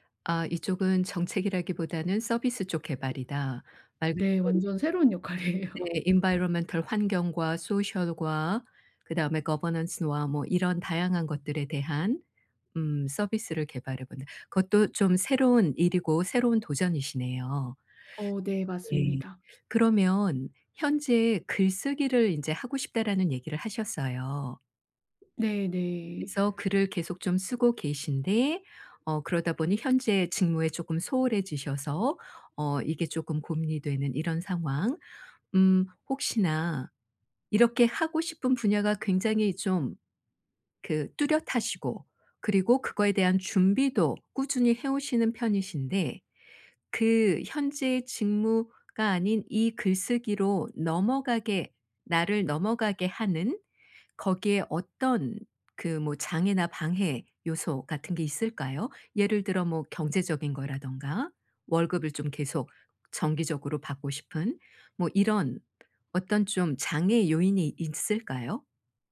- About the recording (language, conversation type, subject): Korean, advice, 경력 목표를 어떻게 설정하고 장기 계획을 어떻게 세워야 할까요?
- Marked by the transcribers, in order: laughing while speaking: "역할이에요"; put-on voice: "Environmental"; in English: "Environmental"; put-on voice: "Social과"; in English: "Social과"; put-on voice: "Governance와"; in English: "Governance와"; tapping; other background noise